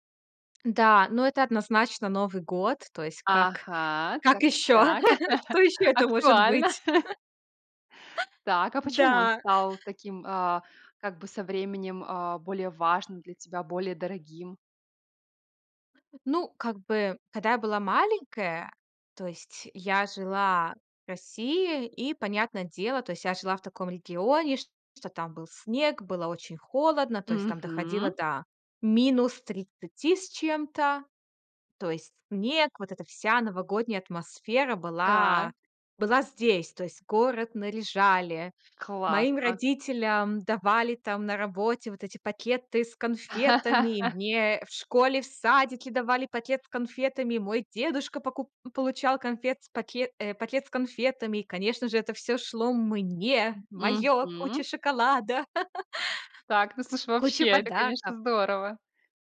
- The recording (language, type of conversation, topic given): Russian, podcast, Какая семейная традиция со временем стала для вас важнее и дороже?
- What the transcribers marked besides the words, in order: tapping; laugh; chuckle; other background noise; chuckle; laugh; chuckle; stressed: "мне"; joyful: "моё, куча шоколада, куча подарков!"; joyful: "Так, ну, слушай, вообще, это, конечно, здорово!"; chuckle